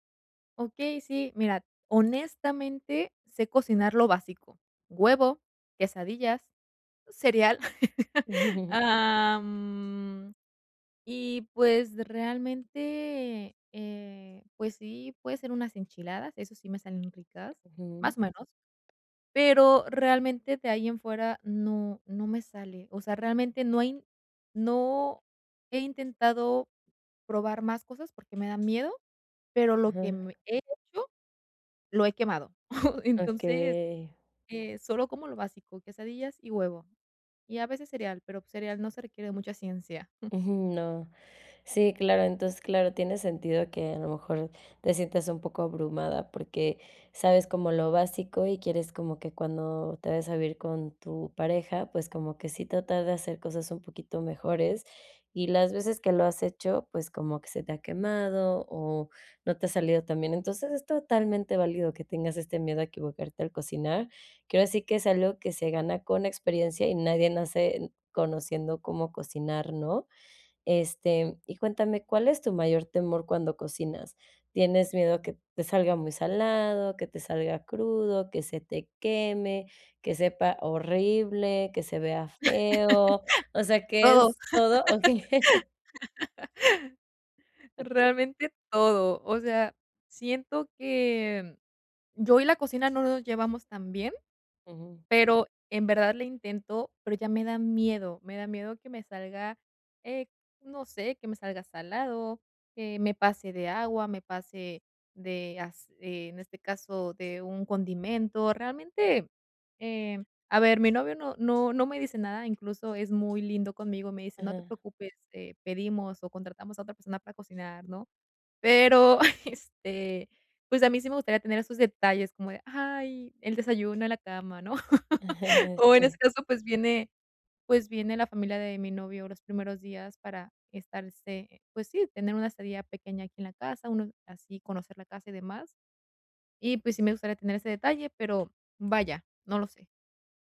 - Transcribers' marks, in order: laugh; chuckle; other background noise; chuckle; laugh; chuckle; chuckle; laugh; chuckle
- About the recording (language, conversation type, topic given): Spanish, advice, ¿Cómo puedo tener menos miedo a equivocarme al cocinar?